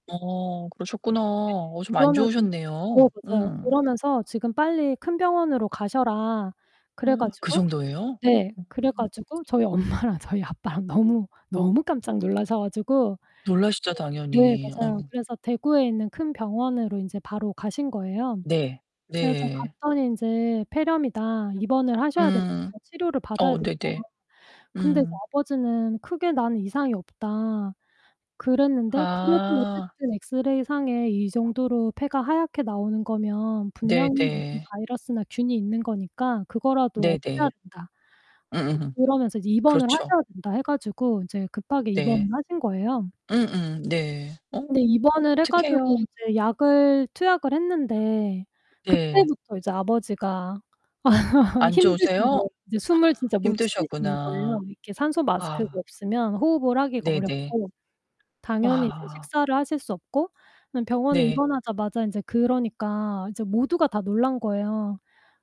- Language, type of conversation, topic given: Korean, podcast, 그때 주변 사람들은 어떤 힘이 되어주었나요?
- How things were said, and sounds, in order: other background noise; distorted speech; gasp; laughing while speaking: "엄마랑 저희 아빠랑"; unintelligible speech; tapping; unintelligible speech; static; unintelligible speech; laugh